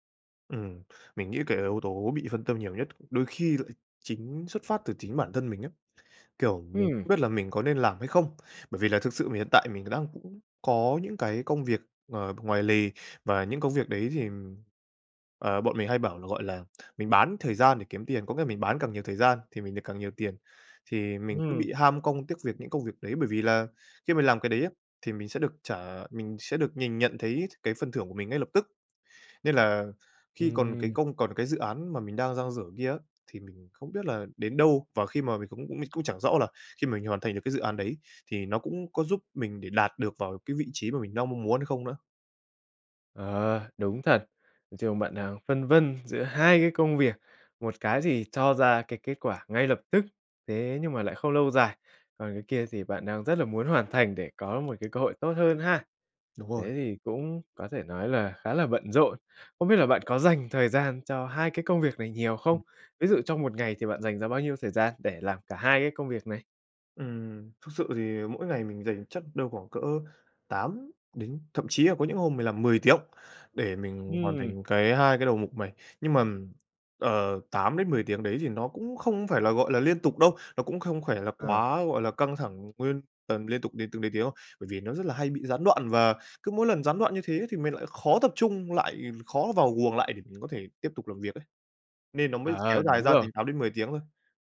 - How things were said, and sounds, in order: tapping; other background noise
- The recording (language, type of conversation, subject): Vietnamese, advice, Làm thế nào để bớt bị gián đoạn và tập trung hơn để hoàn thành công việc?